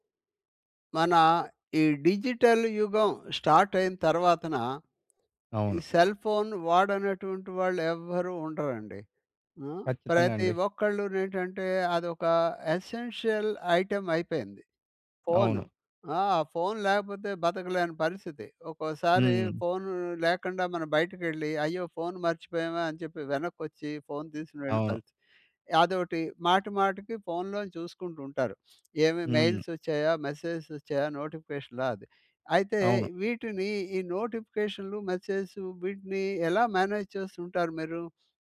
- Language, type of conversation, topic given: Telugu, podcast, ఫోన్ నోటిఫికేషన్లను మీరు ఎలా నిర్వహిస్తారు?
- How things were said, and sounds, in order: in English: "డిజిటల్"; in English: "సెల్ ఫోన్"; in English: "ఎసెన్షియల్ ఐటెమ్"; in English: "మెయిల్స్"; in English: "మెసేజస్"; in English: "మేనేజ్"